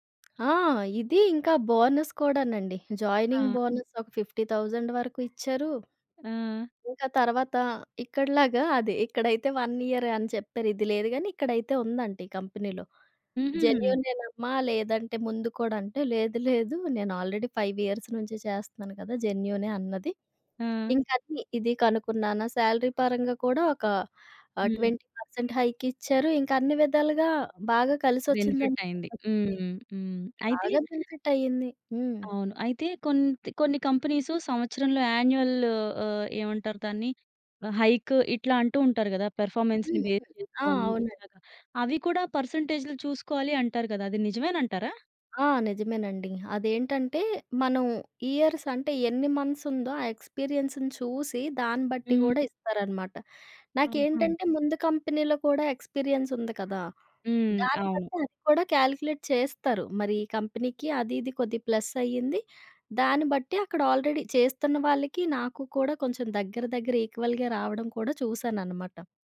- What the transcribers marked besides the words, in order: tapping; in English: "బోనస్"; in English: "జాయినింగ్ బోనస్"; in English: "ఫిఫ్టీ థౌసండ్"; other background noise; in English: "వన్"; in English: "కంపెనీలో"; in English: "ఆల్రెడీ ఫైవ్ ఇయర్స్"; in English: "శాలరీ"; in English: "ట్వంటీ పర్సెంట్"; in English: "యాన్యుయల్"; in English: "హైక్"; in English: "పెర్ఫార్మన్స్‌ని బేస్"; in English: "ఇయర్స్"; in English: "మంత్స్"; in English: "ఎక్స్‌పీరియన్స్‌ని"; in English: "కంపెనీలో"; in English: "ఎక్స్‌పీరియన్స్"; in English: "కాలిక్యులేట్"; in English: "కంపెనీకి"; in English: "ప్లస్"; in English: "ఆల్రెడీ"; in English: "ఈక్వల్‌గే"
- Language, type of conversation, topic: Telugu, podcast, ఉద్యోగ మార్పు కోసం ఆర్థికంగా ఎలా ప్లాన్ చేసావు?